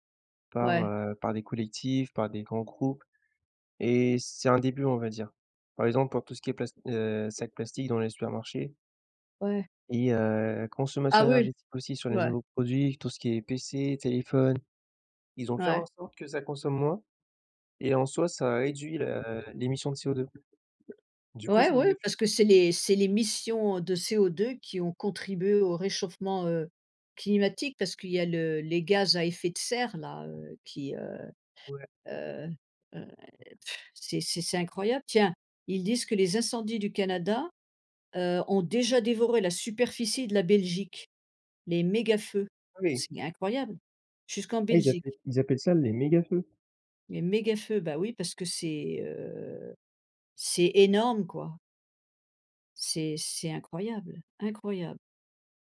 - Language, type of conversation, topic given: French, unstructured, Comment ressens-tu les conséquences des catastrophes naturelles récentes ?
- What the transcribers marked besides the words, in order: other background noise; tapping